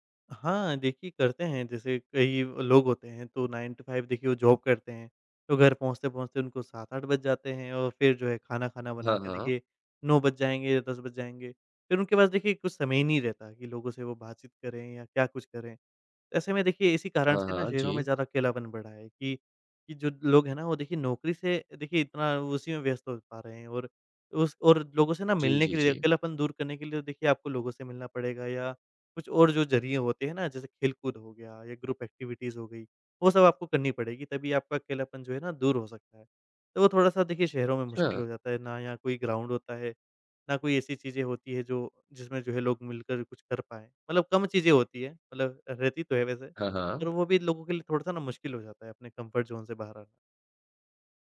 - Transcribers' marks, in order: in English: "नाइन टू फाइव"; in English: "जॉब"; in English: "ग्रुप एक्टिविटीज़"; in English: "ग्राउंड"; in English: "कम्फर्ट ज़ोन"
- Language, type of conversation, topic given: Hindi, podcast, शहर में अकेलापन कम करने के क्या तरीके हो सकते हैं?